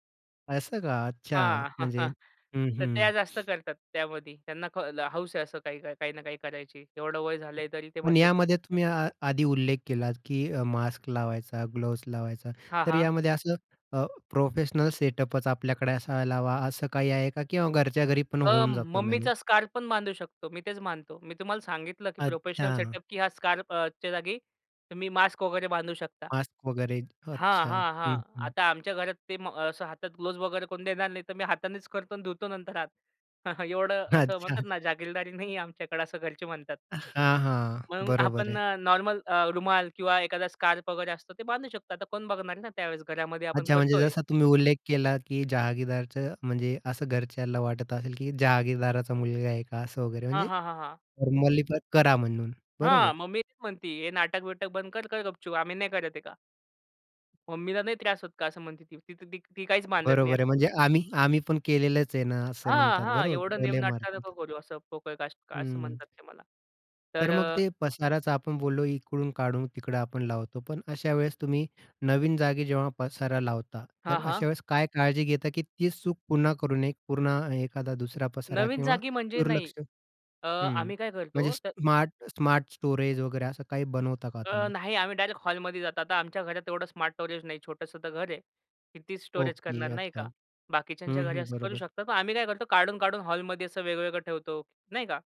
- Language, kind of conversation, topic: Marathi, podcast, घरात सामान नीट साठवून अव्यवस्था कमी करण्यासाठी तुमच्या कोणत्या टिप्स आहेत?
- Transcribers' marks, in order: other background noise; chuckle; tapping; in English: "प्रोफेशनल सेटअपच"; chuckle; laughing while speaking: "अच्छा"; in English: "स्मार्ट स्मार्ट स्टोरेज"; in English: "स्मार्ट स्टोरेज"